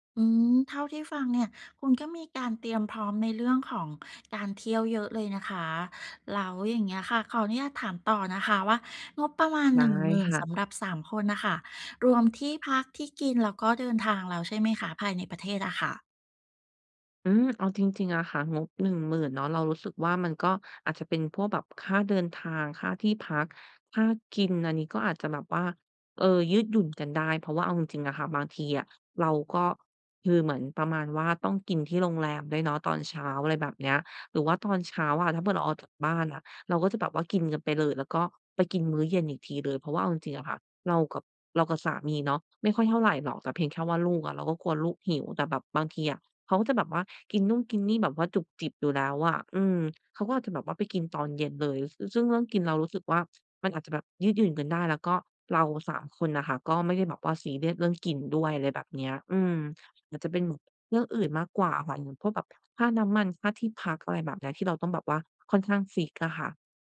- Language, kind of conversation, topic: Thai, advice, จะวางแผนวันหยุดให้คุ้มค่าในงบจำกัดได้อย่างไร?
- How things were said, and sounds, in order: none